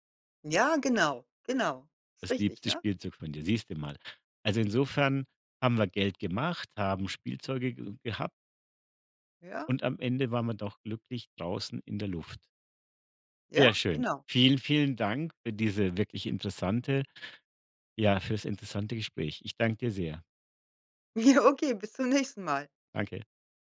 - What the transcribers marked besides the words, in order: laughing while speaking: "Ja, okay"; laughing while speaking: "nächsten"
- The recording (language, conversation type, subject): German, podcast, Was war dein liebstes Spielzeug in deiner Kindheit?